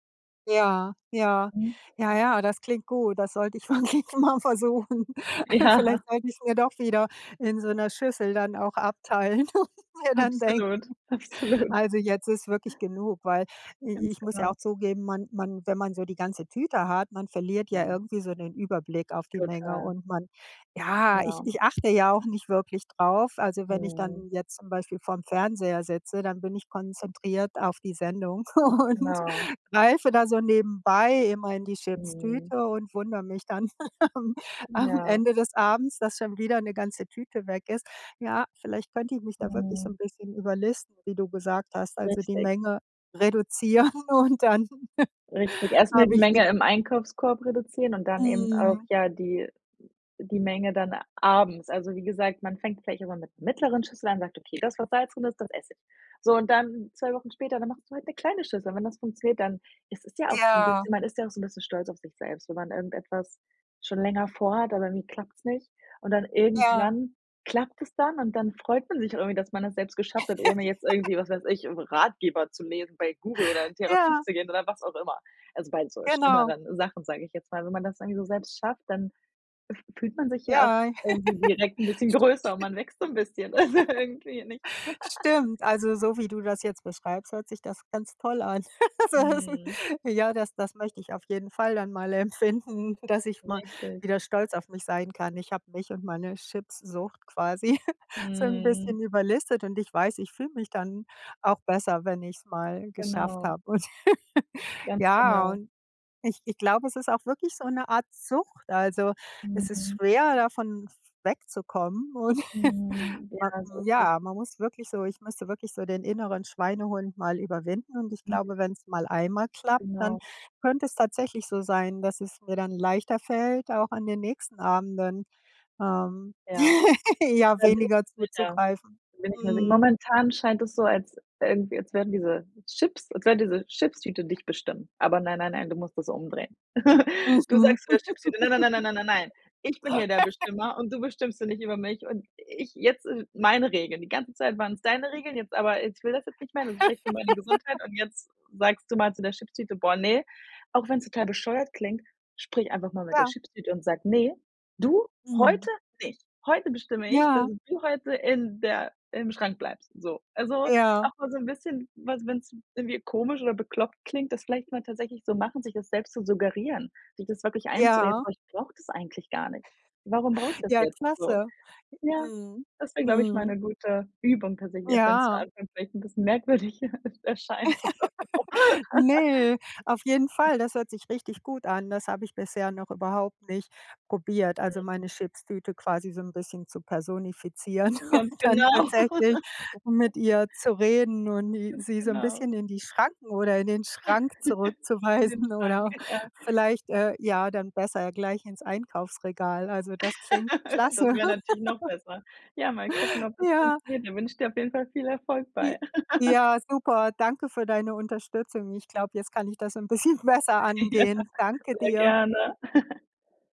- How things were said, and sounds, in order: laughing while speaking: "wirklich mal"; chuckle; laughing while speaking: "Ja"; chuckle; laughing while speaking: "und mir dann denken"; laughing while speaking: "absolut"; other background noise; laughing while speaking: "und"; laugh; laughing while speaking: "am"; laughing while speaking: "reduzieren und dann"; chuckle; laugh; laugh; laughing while speaking: "also"; chuckle; laugh; laughing while speaking: "Soll heißen"; chuckle; chuckle; chuckle; laugh; chuckle; laugh; laugh; laugh; laughing while speaking: "merkwürdig erscheint oder so"; laugh; laughing while speaking: "und dann"; laughing while speaking: "genau"; chuckle; chuckle; laugh; laugh; laughing while speaking: "bisschen"; laughing while speaking: "Ja"; chuckle
- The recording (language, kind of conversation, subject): German, advice, Wie kann ich abends trotz guter Vorsätze mit stressbedingtem Essen aufhören?